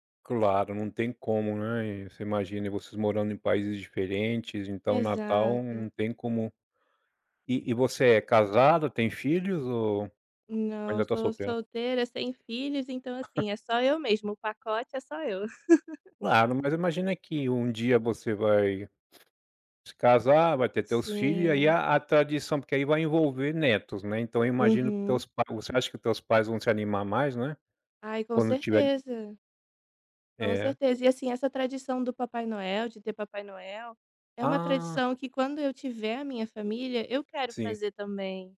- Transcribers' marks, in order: chuckle; giggle; other background noise
- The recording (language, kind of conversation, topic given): Portuguese, podcast, Me conta uma tradição da sua família que você adora?